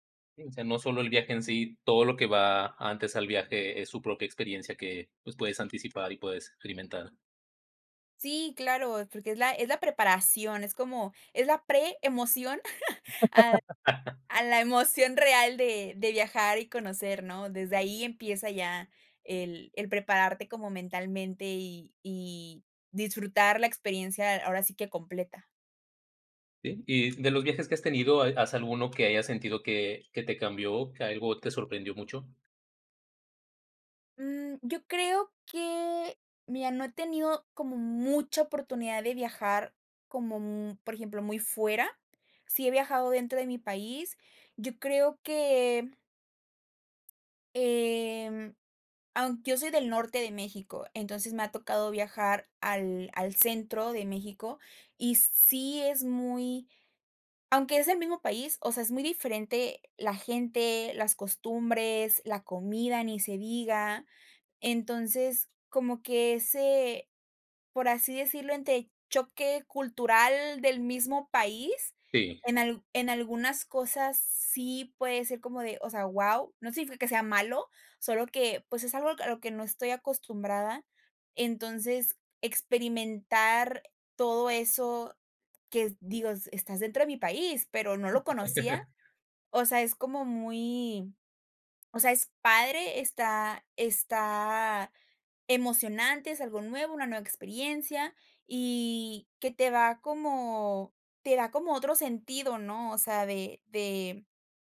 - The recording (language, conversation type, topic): Spanish, podcast, ¿Qué te fascina de viajar por placer?
- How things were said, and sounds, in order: laugh; chuckle; laugh